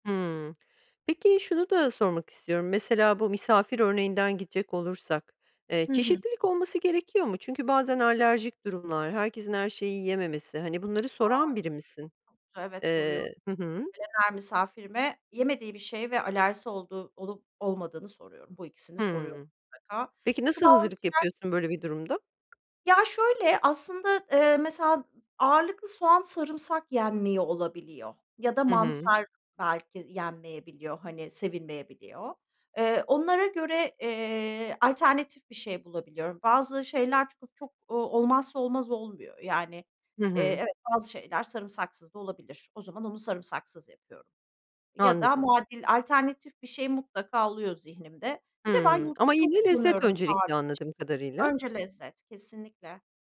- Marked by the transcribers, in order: other background noise; unintelligible speech; tapping
- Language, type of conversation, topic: Turkish, podcast, Hızlı bir akşam yemeği hazırlarken genelde neler yaparsın?